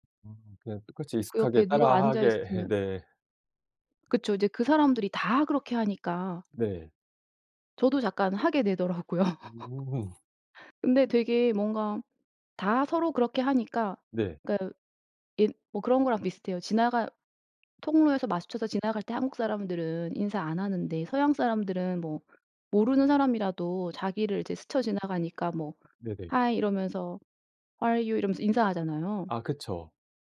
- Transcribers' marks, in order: laugh; other background noise; laughing while speaking: "되더라고요"; laugh; tapping; put-on voice: "Hi"; in English: "Hi"; put-on voice: "How are you?"; in English: "How are you?"
- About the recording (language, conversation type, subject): Korean, podcast, 여행 중 낯선 사람에게서 문화 차이를 배웠던 경험을 이야기해 주실래요?